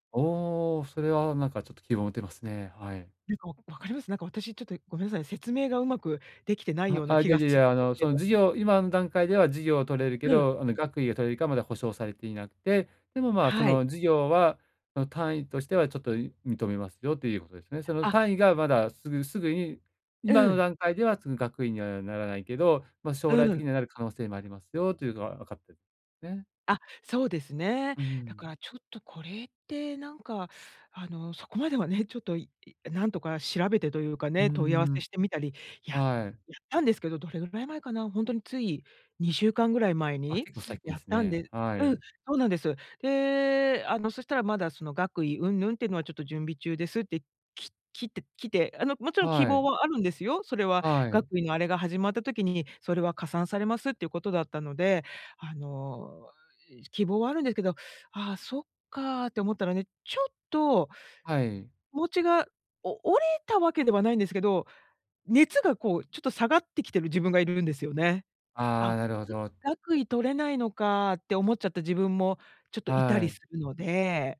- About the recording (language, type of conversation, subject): Japanese, advice, 現実的で達成しやすい目標はどのように設定すればよいですか？
- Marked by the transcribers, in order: unintelligible speech